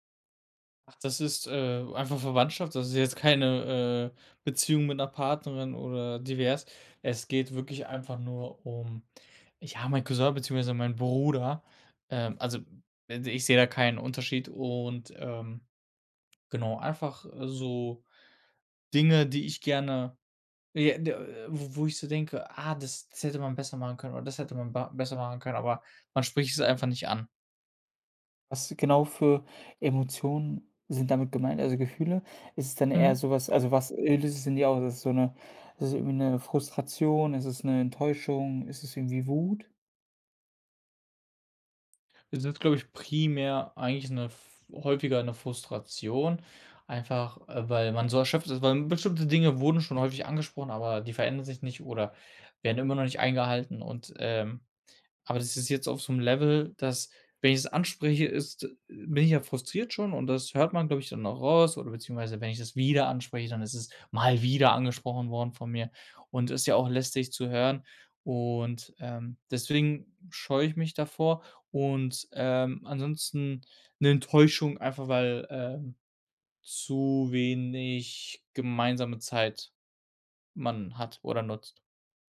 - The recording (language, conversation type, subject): German, advice, Wie kann ich das Schweigen in einer wichtigen Beziehung brechen und meine Gefühle offen ausdrücken?
- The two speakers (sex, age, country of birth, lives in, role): male, 25-29, Germany, Germany, advisor; male, 25-29, Germany, Germany, user
- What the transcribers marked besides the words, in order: other background noise; unintelligible speech; background speech